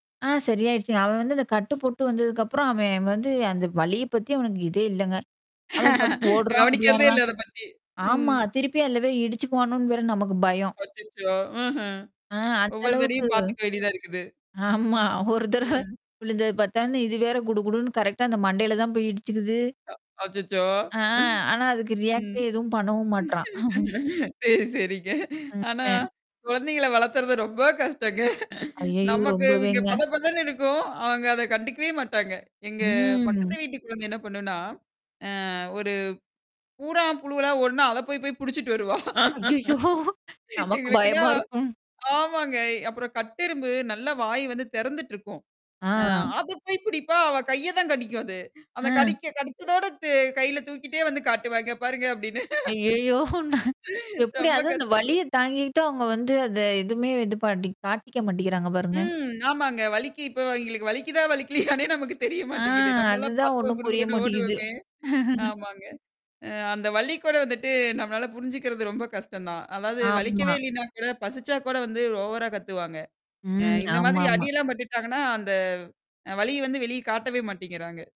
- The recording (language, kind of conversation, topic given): Tamil, podcast, குழந்தைகள் தங்கள் உணர்ச்சிகளை வெளிப்படுத்தும்போது நீங்கள் எப்படி பதிலளிப்பீர்கள்?
- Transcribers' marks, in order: static; chuckle; laughing while speaking: "கவனிக்கிறதே இல்ல. அத பத்தி"; distorted speech; chuckle; laughing while speaking: "தடவ விழுந்தது பத்தான்னு இது வேற … தான் போய் இடிச்சுக்குது"; in English: "கரெக்ட்டா"; inhale; laugh; laughing while speaking: "சரி, சரிங்க. ஆனா, குழந்தைங்கள்ல வளர்த்தறது … அத கண்டுக்கவே மாட்டாங்க"; in English: "ரியாக்டே"; chuckle; unintelligible speech; laugh; drawn out: "ம்"; laugh; other background noise; laughing while speaking: "ஐயய்யோ! நமக்கு பயமா இருக்கும்"; laughing while speaking: "ஐயய்யோ! நா"; laugh; laughing while speaking: "ரொம்ப கஷ்டங்க"; laughing while speaking: "அவங்களுக்கு வலிக்குதான் வலிக்கலையனே நமக்கு தெரிய மாட்டேங்குது. நம்மலாம் பாத்தா குடு குடுன்னு ஓடுவோமே"; laugh; in English: "ஓவரா"